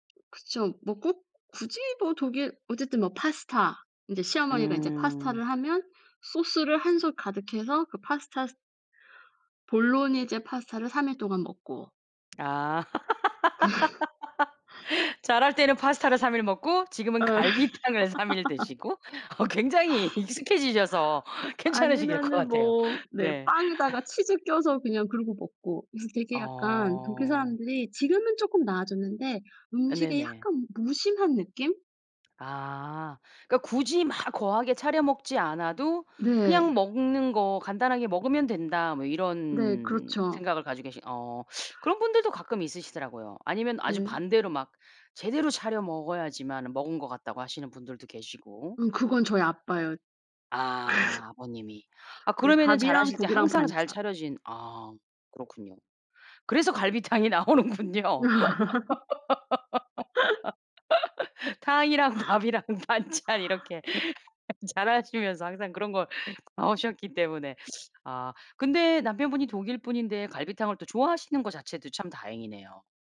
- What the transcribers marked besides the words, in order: other background noise; laugh; laughing while speaking: "갈비탕을 삼 일 드시고 어 굉장히 익숙해지셔서 괜찮으시길 것 같아요. 네"; laugh; "괜찮으실" said as "괜찮으시길"; laughing while speaking: "그래서"; tapping; laughing while speaking: "갈비탕이 나오는군요. 탕이랑 밥이랑 반찬 이렇게 자라시면서 항상 그런 거 나오셨기 때문에"; laugh
- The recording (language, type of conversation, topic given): Korean, podcast, 요리로 사랑을 표현하는 방법은 무엇이라고 생각하시나요?
- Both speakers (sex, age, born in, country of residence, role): female, 35-39, South Korea, Germany, guest; female, 45-49, South Korea, United States, host